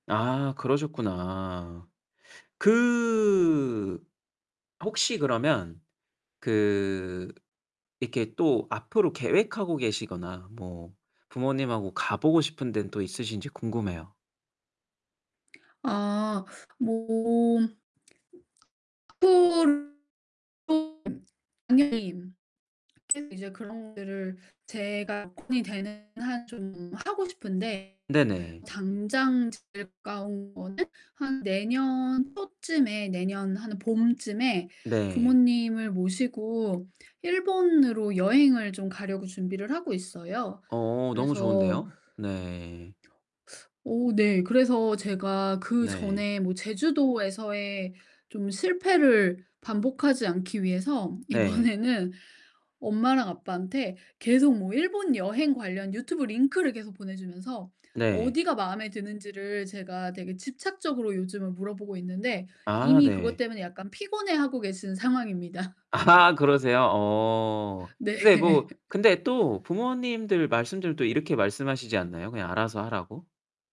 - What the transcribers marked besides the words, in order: distorted speech; lip smack; unintelligible speech; laughing while speaking: "이번에는"; laughing while speaking: "아"; laughing while speaking: "네"; laugh
- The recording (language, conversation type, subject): Korean, podcast, 가족과의 추억 중 가장 기억에 남는 장면은 무엇인가요?